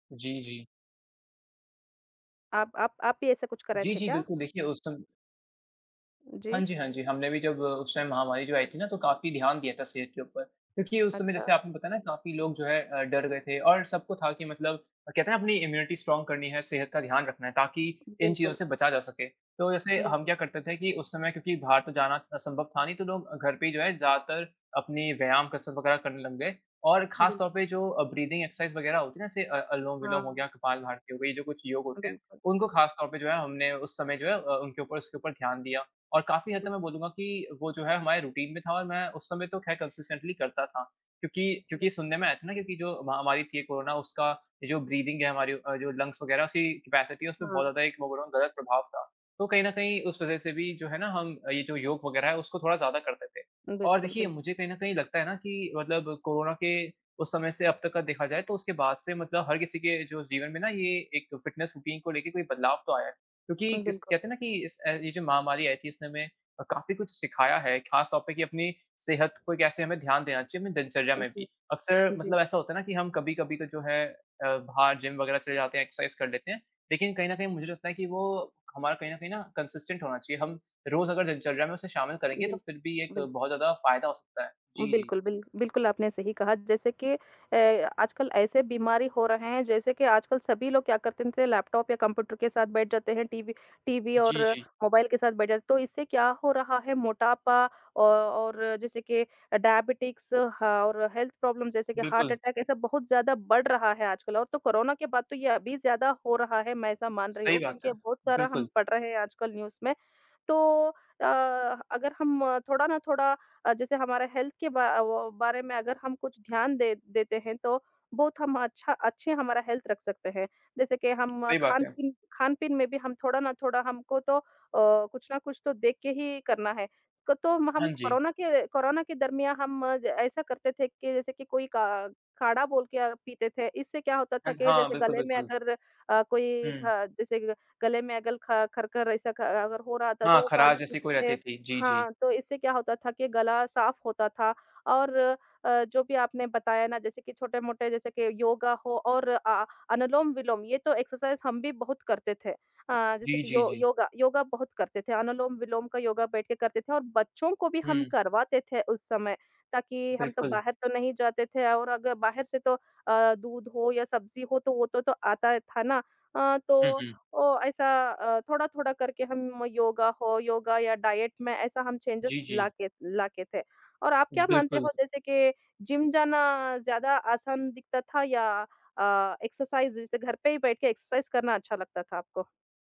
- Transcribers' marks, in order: in English: "टाइम"; in English: "इम्यूनिटी स्ट्रांग"; in English: "ब्रीदिंग एक्सरसाइज़"; in English: "रूटीन"; in English: "कंसिस्टेंटली"; in English: "ब्रीदिंग"; in English: "लंग्स"; in English: "कैपेसिटी"; in English: "ओवरऑल"; in English: "फ़िटनेस रूटीन"; tapping; in English: "एक्सरसाइज़"; in English: "कंसिस्टेंट"; in English: "डायबिटिक्स"; "डायबिटीज़" said as "डायबिटिक्स"; in English: "हेल्थ प्रॉब्लम"; in English: "न्यूज़"; in English: "हेल्थ"; in English: "हेल्थ"; in English: "एक्सरसाइज़"; in English: "डाइट"; in English: "चेंज़ेस"; in English: "एक्सरसाइज़"; in English: "एक्सरसाइज़"
- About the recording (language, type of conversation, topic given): Hindi, unstructured, क्या कोरोना के बाद आपकी फिटनेस दिनचर्या में कोई बदलाव आया है?